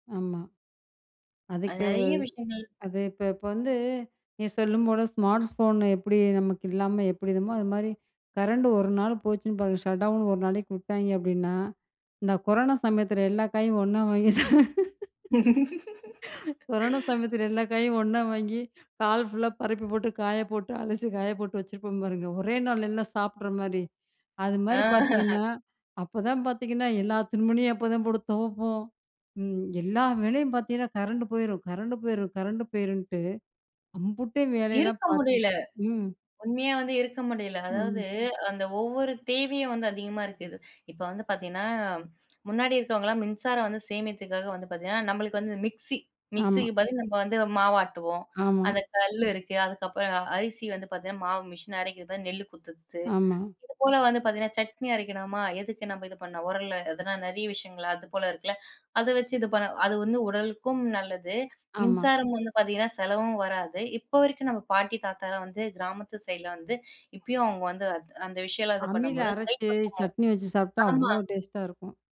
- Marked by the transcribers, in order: "ஸ்மார்ட்ஃபோன்" said as "ஸ்மார்ட்ஸ்ஃபோன்"; in English: "ஷட்டவுன்"; laughing while speaking: "வாங்கி ச"; laugh; laugh; "சேமிக்றதுக்காக" said as "சேமித்துக்காக"
- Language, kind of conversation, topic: Tamil, podcast, வீட்டிலேயே மின்சாரச் செலவை எப்படி குறைக்கலாம்?